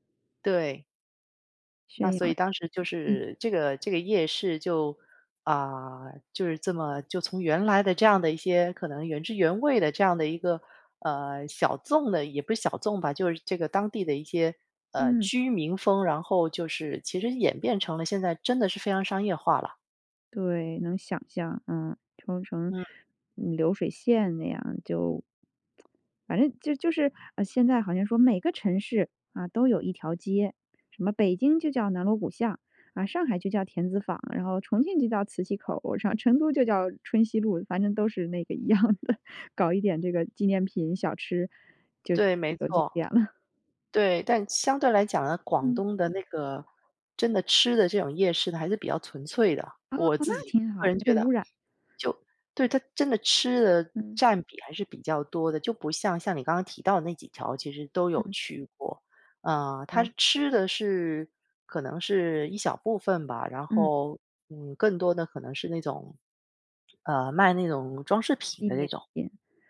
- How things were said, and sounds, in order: other background noise; lip smack; laughing while speaking: "一样的"; laughing while speaking: "了"; tapping
- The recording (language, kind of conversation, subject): Chinese, podcast, 你会如何向别人介绍你家乡的夜市？